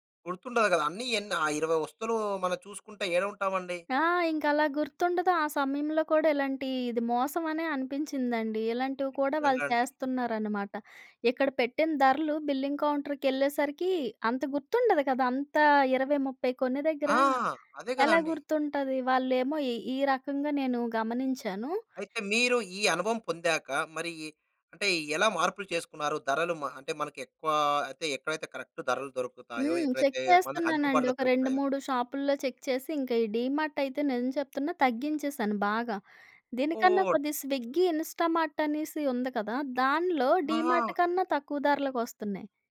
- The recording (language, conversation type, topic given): Telugu, podcast, బజార్‌లో ధరలు ఒక్కసారిగా మారి గందరగోళం ఏర్పడినప్పుడు మీరు ఏమి చేశారు?
- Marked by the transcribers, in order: tapping; in English: "బిల్లింగ్ కౌంటర్‌కి"; in English: "కరెక్ట్"; in English: "చెక్"; in English: "చెక్"; in English: "డీమార్ట్"; "ఓహ్" said as "ఓడ్"; in English: "స్విగ్గీ, ఇన్‌స్టా‌మార్ట్"; in English: "డీమార్ట్"